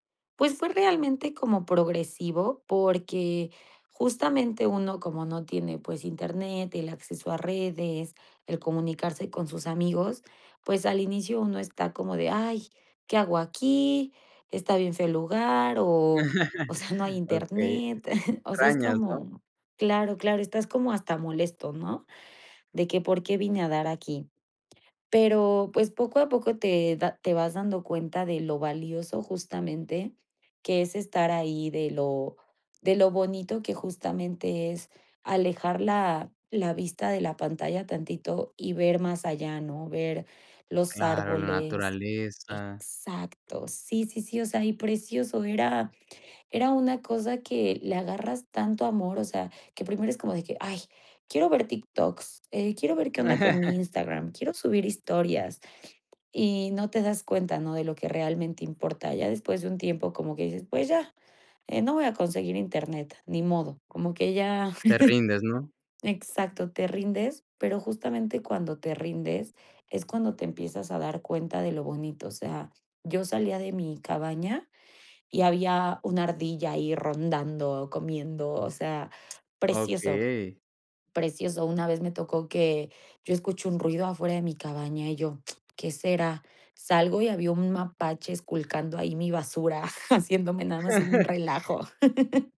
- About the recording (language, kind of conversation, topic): Spanish, podcast, ¿En qué viaje sentiste una conexión real con la tierra?
- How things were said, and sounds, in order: tapping; laugh; laughing while speaking: "o sea"; chuckle; chuckle; other background noise; laugh; lip smack; chuckle; laugh